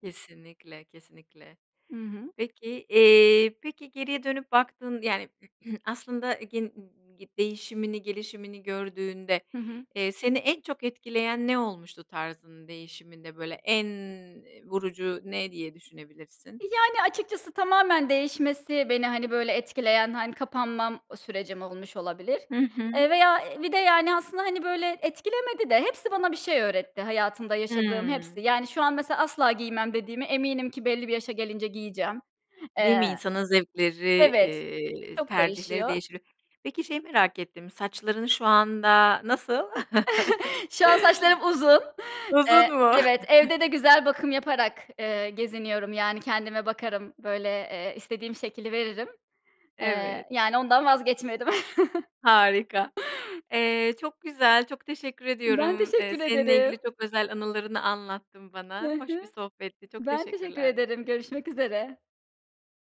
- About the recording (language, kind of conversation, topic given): Turkish, podcast, Tarzın zaman içinde nasıl değişti ve neden böyle oldu?
- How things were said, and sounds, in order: throat clearing; other background noise; tapping; stressed: "en"; chuckle; laughing while speaking: "Uzun mu?"; chuckle; chuckle